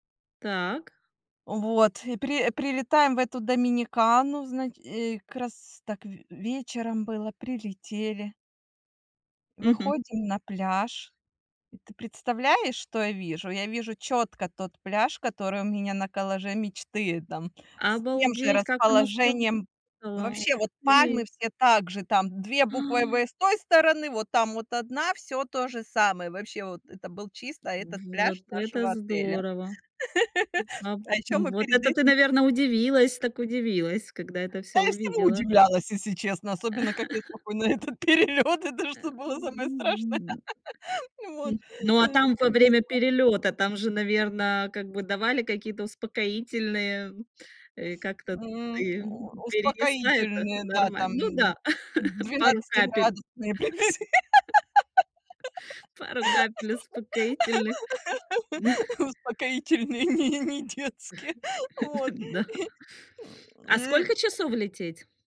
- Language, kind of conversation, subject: Russian, podcast, Какое путешествие запомнилось тебе на всю жизнь?
- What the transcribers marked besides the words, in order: other background noise; laugh; chuckle; laughing while speaking: "как я спокойно этот перелёт. Это что было самое страшное"; drawn out: "м"; tapping; other noise; laugh; laugh; laughing while speaking: "привезли. Успокоительные, не, не детские"; laugh; chuckle; chuckle; laughing while speaking: "Да"